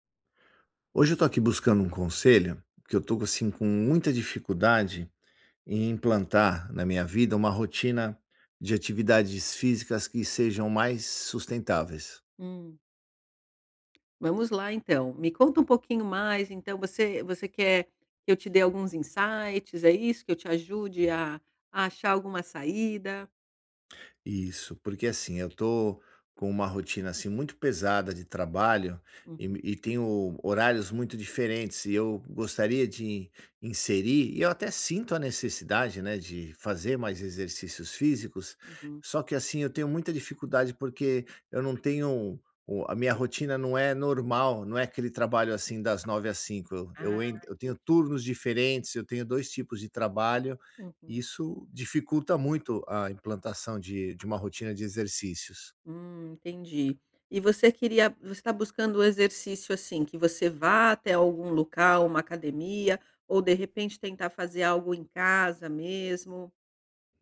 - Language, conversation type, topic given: Portuguese, advice, Como posso começar e manter uma rotina de exercícios sem ansiedade?
- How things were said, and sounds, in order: tapping; in English: "insights"